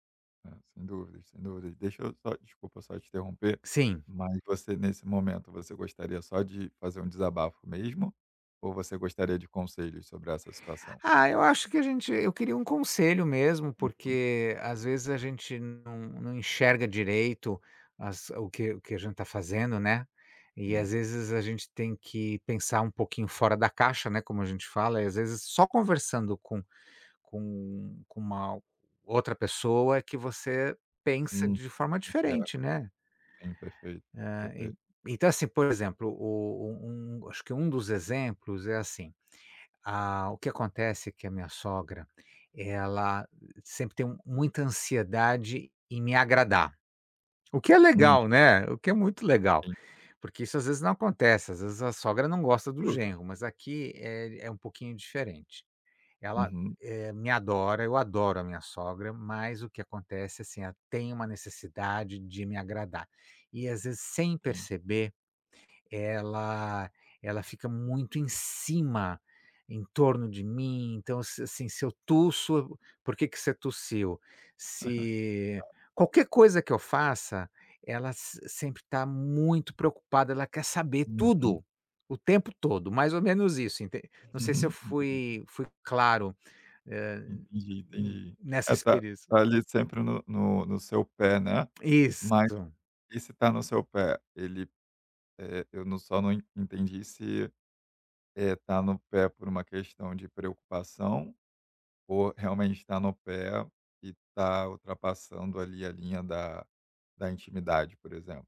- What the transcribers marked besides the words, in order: chuckle; unintelligible speech; chuckle
- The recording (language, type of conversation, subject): Portuguese, advice, Como lidar com uma convivência difícil com os sogros ou com a família do(a) parceiro(a)?